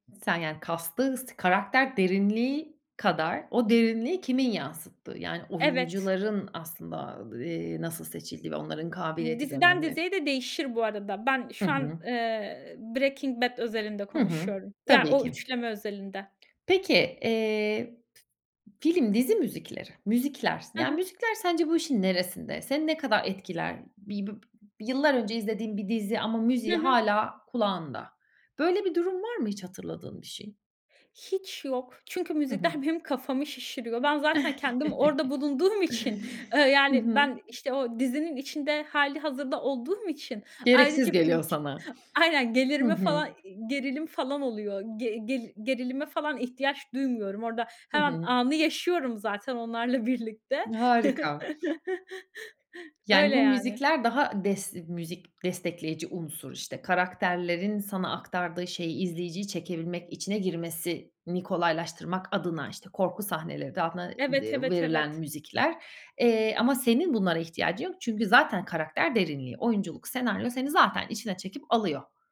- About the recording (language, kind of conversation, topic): Turkish, podcast, Hayatını en çok etkileyen kitap, film ya da şarkı hangisi?
- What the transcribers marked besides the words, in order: in English: "cast'ı"; other background noise; sniff; unintelligible speech; chuckle